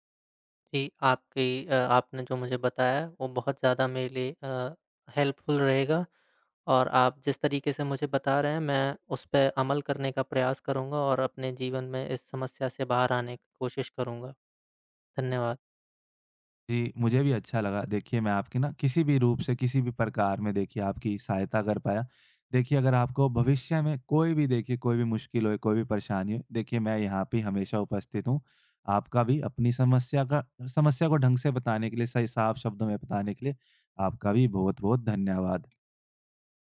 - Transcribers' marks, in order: in English: "हेल्पफुल"
- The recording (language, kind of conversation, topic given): Hindi, advice, लक्ष्य बदलने के डर और अनिश्चितता से मैं कैसे निपटूँ?